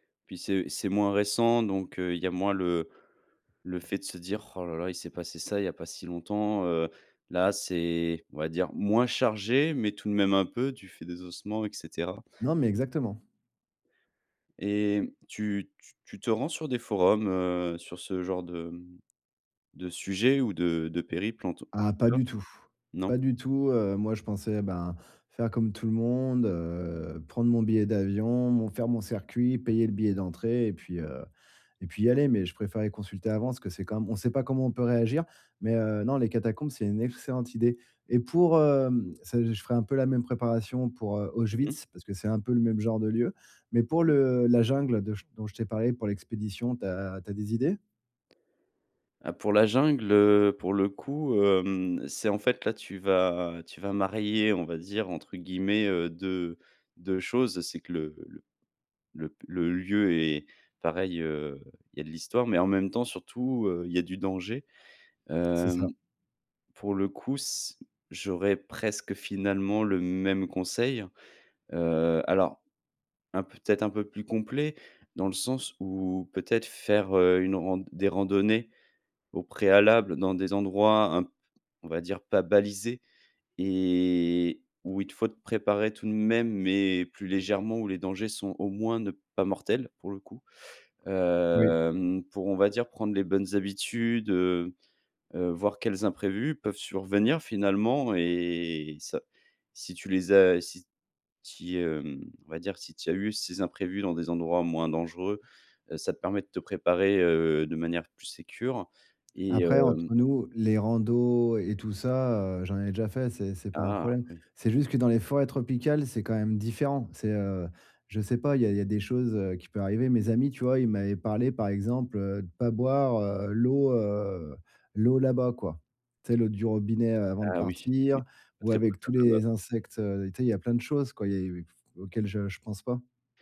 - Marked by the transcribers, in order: tapping; other background noise; drawn out: "et"; drawn out: "hem"; drawn out: "et"
- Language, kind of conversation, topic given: French, advice, Comment puis-je explorer des lieux inconnus malgré ma peur ?